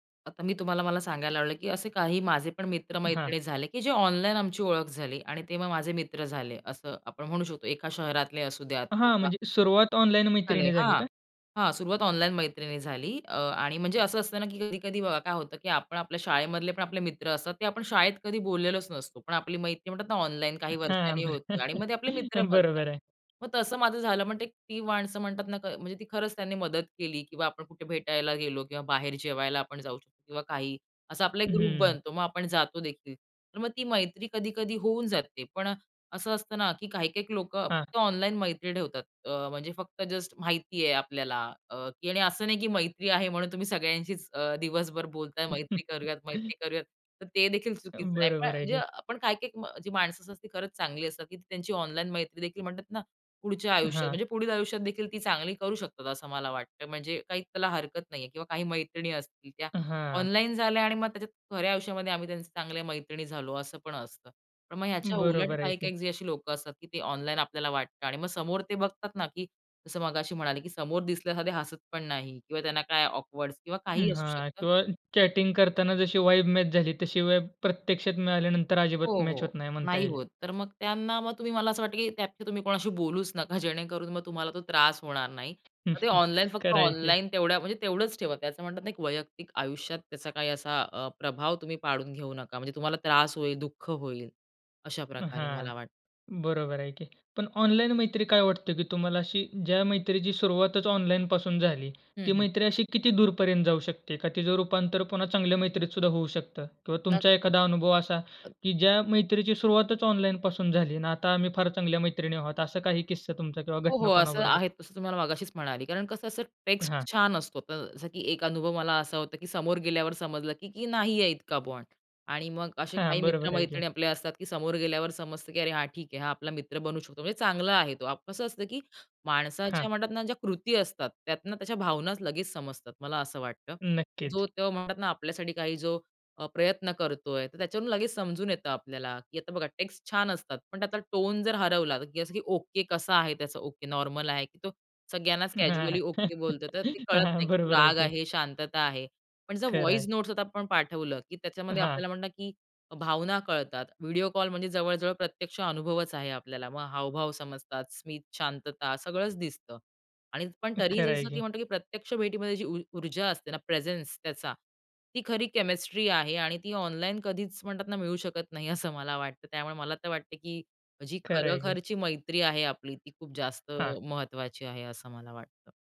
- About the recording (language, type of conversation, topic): Marathi, podcast, ऑनलाइन आणि प्रत्यक्ष मैत्रीतला सर्वात मोठा फरक काय आहे?
- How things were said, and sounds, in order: laughing while speaking: "हां. बर"; chuckle; tapping; other background noise; in English: "ग्रुप"; chuckle; in English: "ऑकवर्ड्स"; in English: "वाइब"; in English: "वाइब"; laughing while speaking: "जेणेकरून"; chuckle; other noise; in English: "बॉन्ड"; laughing while speaking: "हां. हां. बरोबर आहे की"; chuckle; in English: "कॅज्युअली"; in English: "व्हॉईस नोट्स"; in English: "प्रेझेन्स"; laughing while speaking: "असं"